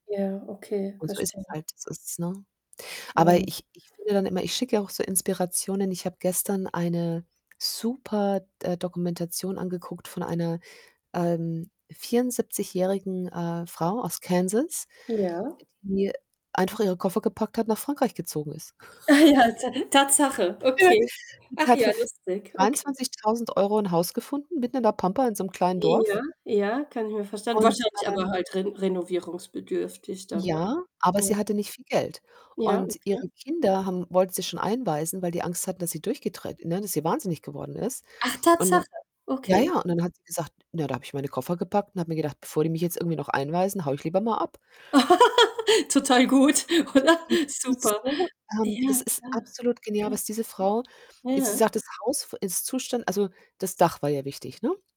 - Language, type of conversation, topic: German, unstructured, Findest du, dass Geld glücklich macht?
- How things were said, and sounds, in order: static; distorted speech; laughing while speaking: "Ah ja"; laugh; other background noise; whoop; surprised: "Tatsache"; laugh; laughing while speaking: "Total gut, oder?"; unintelligible speech